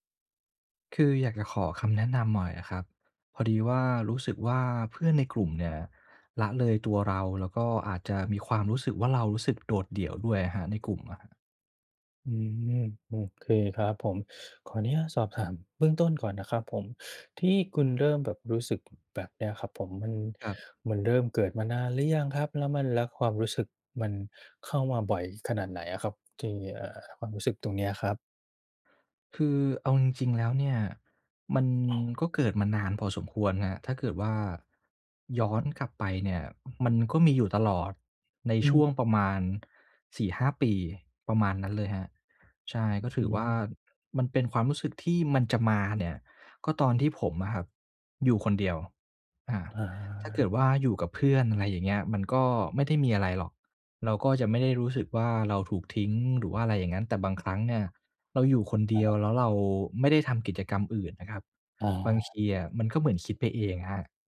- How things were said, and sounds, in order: tapping
- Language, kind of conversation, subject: Thai, advice, ทำไมฉันถึงรู้สึกว่าถูกเพื่อนละเลยและโดดเดี่ยวในกลุ่ม?
- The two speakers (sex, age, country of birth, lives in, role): male, 25-29, Thailand, Thailand, user; male, 40-44, Thailand, Thailand, advisor